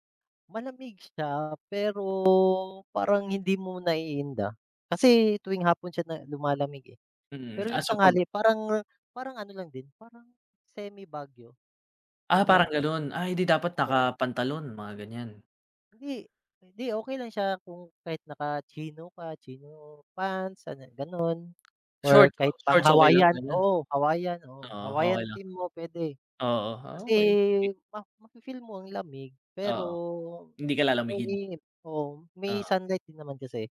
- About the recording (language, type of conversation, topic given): Filipino, unstructured, Ano ang pinaka-kapana-panabik na lugar sa Pilipinas na napuntahan mo?
- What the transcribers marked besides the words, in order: none